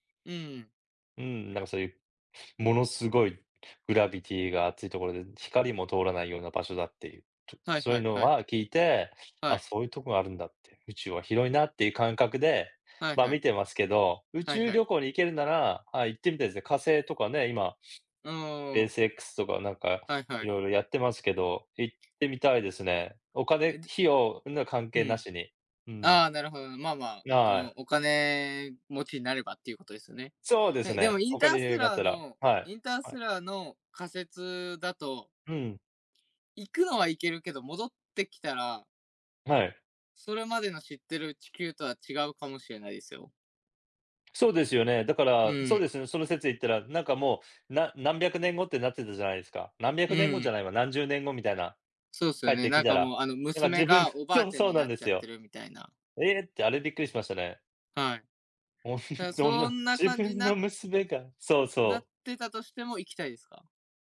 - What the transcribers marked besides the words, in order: other background noise; laughing while speaking: "やっぱ自分"; laughing while speaking: "ほんとの、自分の娘が、そう そう"
- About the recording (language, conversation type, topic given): Japanese, unstructured, 宇宙についてどう思いますか？